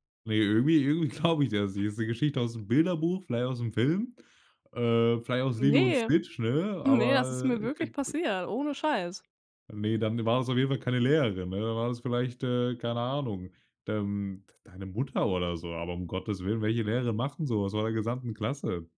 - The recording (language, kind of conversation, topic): German, podcast, Welche gewagte Geschmackskombination hat bei dir überraschend gut funktioniert?
- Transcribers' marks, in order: laughing while speaking: "glaube"; other background noise